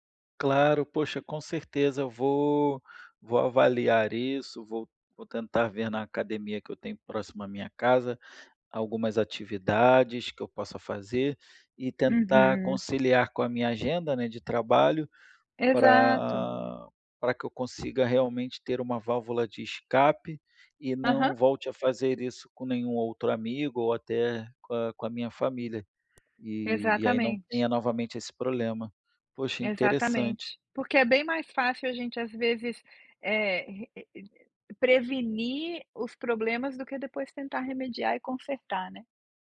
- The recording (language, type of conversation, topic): Portuguese, advice, Como posso pedir desculpas de forma sincera depois de magoar alguém sem querer?
- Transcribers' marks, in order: tapping